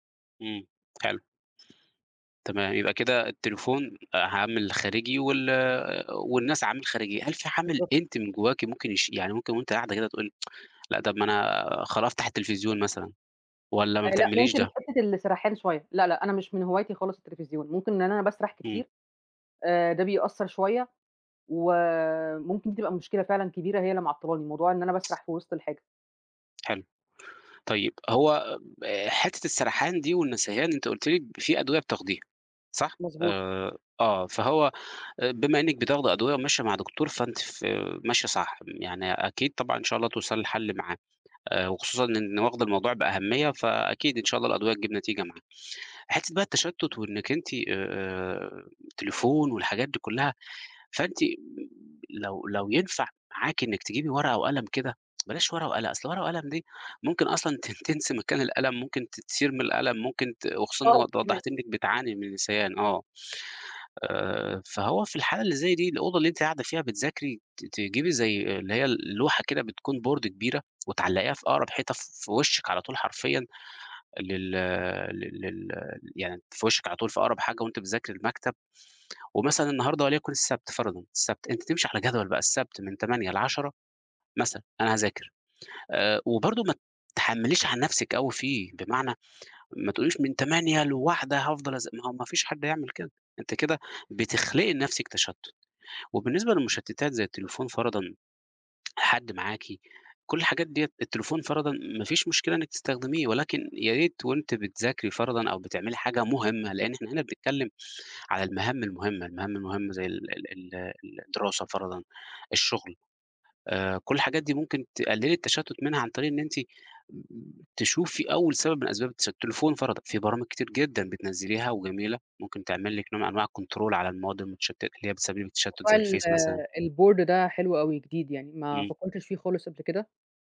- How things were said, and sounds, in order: tsk; tapping; tsk; in English: "Board"; tsk; in English: "الControl"; in English: "الboard"
- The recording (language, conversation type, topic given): Arabic, advice, ليه بفضل أأجل مهام مهمة رغم إني ناوي أخلصها؟